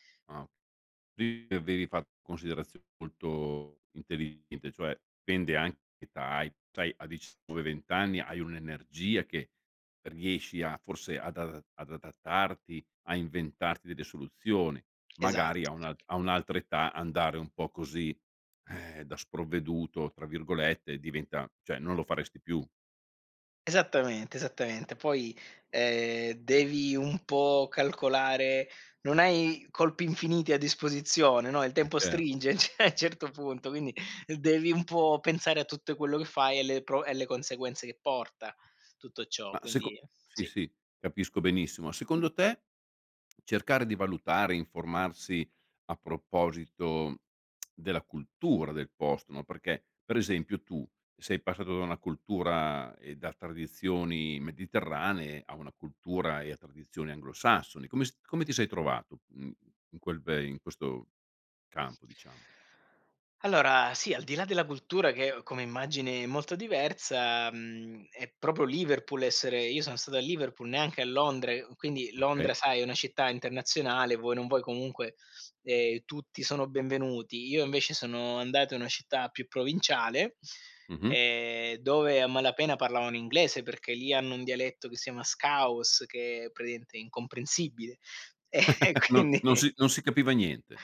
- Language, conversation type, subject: Italian, podcast, Che consigli daresti a chi vuole cominciare oggi?
- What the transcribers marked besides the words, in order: other background noise; laughing while speaking: "ceh"; chuckle; tsk; "proprio" said as "propio"; in English: "scouse"; chuckle; laughing while speaking: "e quindi"